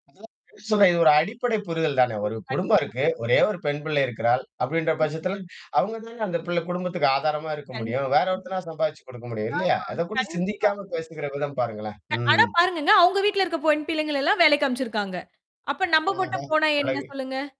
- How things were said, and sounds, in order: distorted speech; in English: "ஆக்ஷூலா"; unintelligible speech
- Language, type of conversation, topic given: Tamil, podcast, குடும்பத்தினர் உங்கள் வேலையை எப்படி பார்கிறார்கள்?